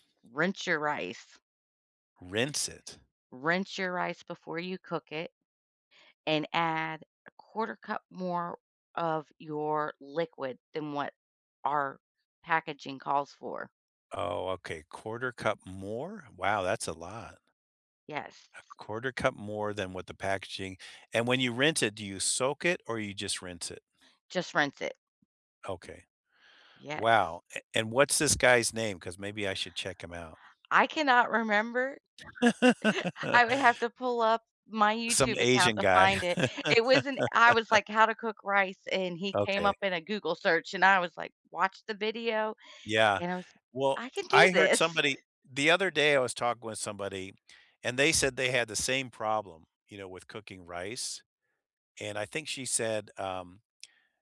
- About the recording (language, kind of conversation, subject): English, unstructured, What small habits, shortcuts, and shared moments make weeknight home cooking easier and more enjoyable for you?
- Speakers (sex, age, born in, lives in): female, 45-49, United States, United States; male, 65-69, United States, United States
- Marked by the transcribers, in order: tapping; chuckle; chuckle